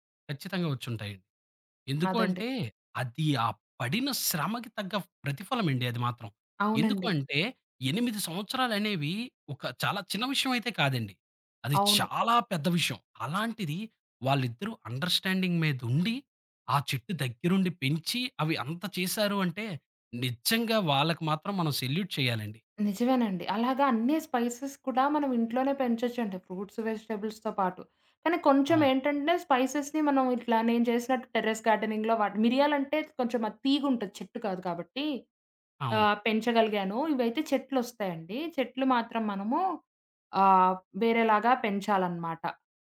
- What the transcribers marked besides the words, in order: stressed: "చాలా పెద్ద విషయం"; other background noise; in English: "అండర్‌స్టాడింగ్"; stressed: "నిజంగా"; in English: "సెల్యూట్"; in English: "స్పైసెస్"; in English: "ఫ్రూట్స్, వెజిటబుల్స్‌తో"; in English: "స్పైసెస్‌ని"; in English: "టెర్రెస్ గార్డెనింగ్‌లో"
- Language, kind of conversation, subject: Telugu, podcast, హాబీలు మీ ఒత్తిడిని తగ్గించడంలో ఎలా సహాయపడతాయి?